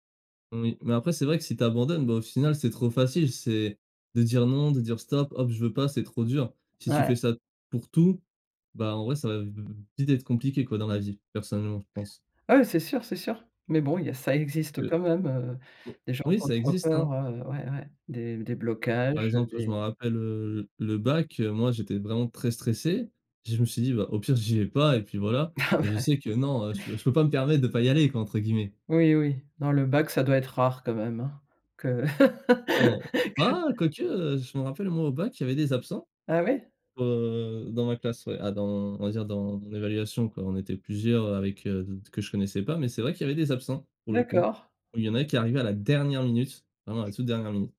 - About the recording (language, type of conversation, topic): French, podcast, Comment gères-tu les pensées négatives au quotidien ?
- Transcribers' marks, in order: laughing while speaking: "Ah ouais"; laugh; stressed: "dernière"